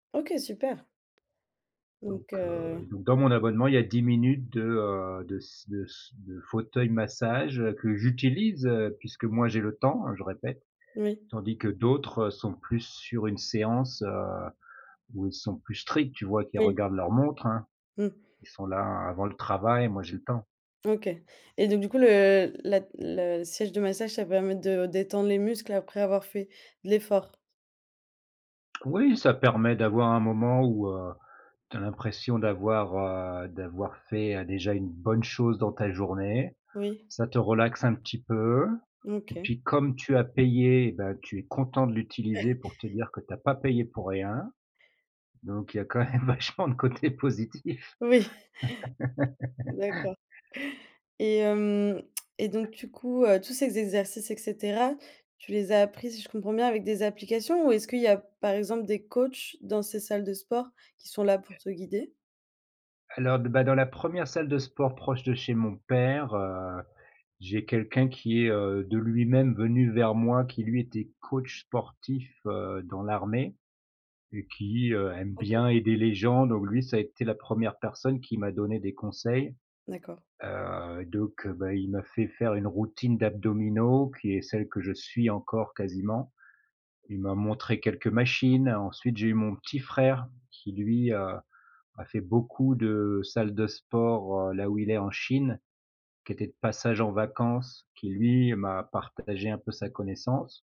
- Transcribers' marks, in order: other background noise; stressed: "stricts"; stressed: "bonne"; chuckle; laughing while speaking: "quand même vachement de côtés positifs"; laughing while speaking: "Oui !"; laugh; stressed: "père"
- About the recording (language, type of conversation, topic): French, podcast, Quel loisir te passionne en ce moment ?